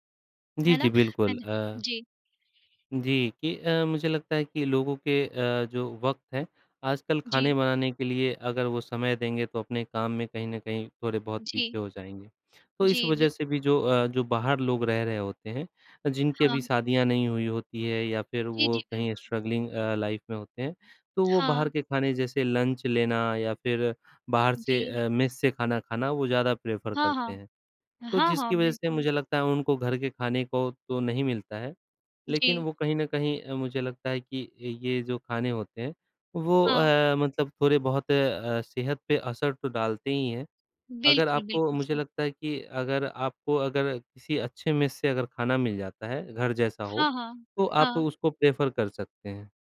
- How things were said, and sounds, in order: other background noise; in English: "स्ट्रगलिंग"; in English: "लाइफ़"; in English: "लंच"; tapping; in English: "मेस"; in English: "प्रेफर"; in English: "मेस"; in English: "प्रेफ़ेर"
- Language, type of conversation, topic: Hindi, unstructured, क्या आपको घर का खाना ज़्यादा पसंद है या बाहर का?